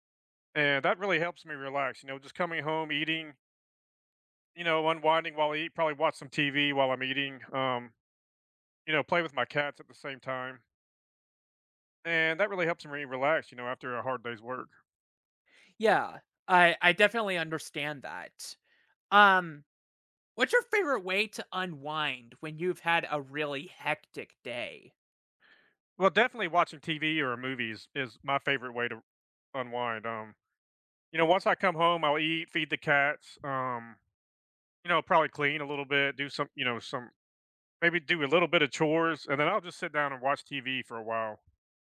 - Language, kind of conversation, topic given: English, unstructured, What helps you recharge when life gets overwhelming?
- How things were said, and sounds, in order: none